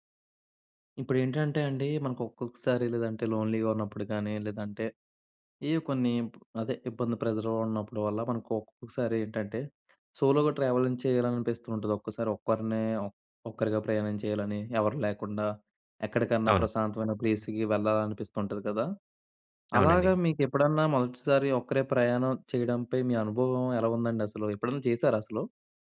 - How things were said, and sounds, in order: in English: "లోన్‌లీగా"; other background noise; in English: "ప్రెషర్‌గా"; in English: "సోలోగా ట్రావెలింగ్"; in English: "ప్లేస్‍కి"
- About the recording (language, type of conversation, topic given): Telugu, podcast, మొదటిసారి ఒంటరిగా ప్రయాణం చేసినప్పుడు మీ అనుభవం ఎలా ఉండింది?